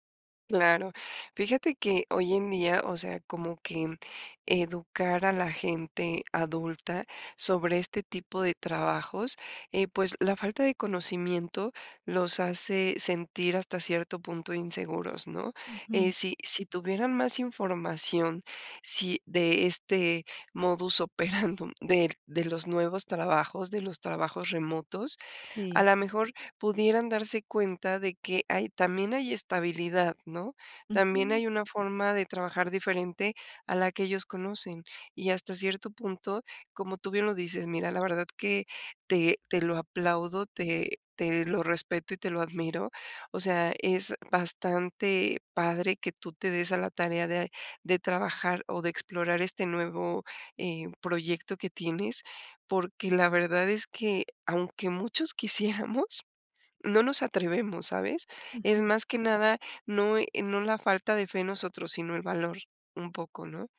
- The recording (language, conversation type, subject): Spanish, advice, ¿Cómo puedo manejar el juicio por elegir un estilo de vida diferente al esperado (sin casa ni hijos)?
- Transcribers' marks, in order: laughing while speaking: "operandum"; laughing while speaking: "quisiéramos"